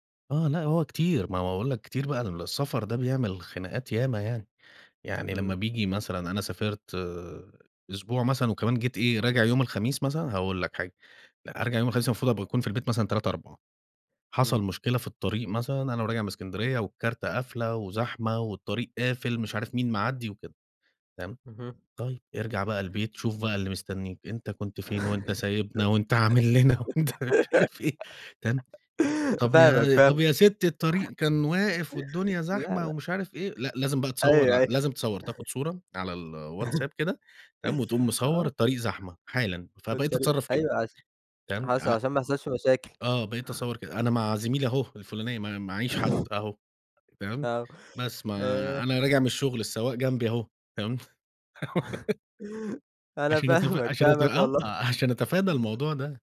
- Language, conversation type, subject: Arabic, podcast, إزاي بتوفق بين شغلك وحياتك العائلية؟
- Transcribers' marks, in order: laugh; laughing while speaking: "عامل لنا وأنت مش عارف إيه"; chuckle; chuckle; chuckle; chuckle; laugh; chuckle